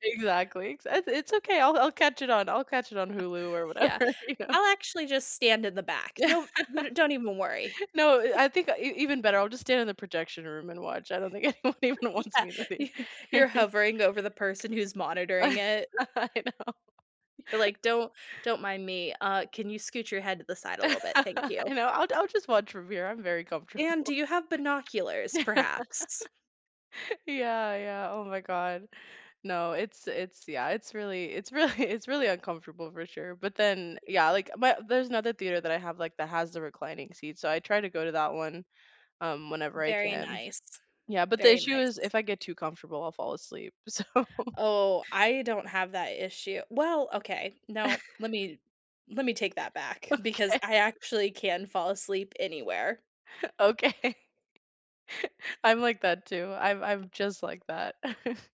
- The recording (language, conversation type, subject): English, unstructured, How do you decide between going to the movie theater and having a cozy movie night at home, and what makes each option feel special to you?
- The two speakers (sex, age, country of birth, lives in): female, 25-29, United States, United States; female, 30-34, United States, United States
- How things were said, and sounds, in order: laughing while speaking: "whatever, you know"; laughing while speaking: "Yeah"; chuckle; laughing while speaking: "Yeah"; laughing while speaking: "anyone even wants me in the thea"; laugh; laughing while speaking: "I know"; other background noise; laugh; laughing while speaking: "comfortable"; laugh; laughing while speaking: "really"; laughing while speaking: "So"; laugh; laughing while speaking: "Okay"; laughing while speaking: "Okay"; laugh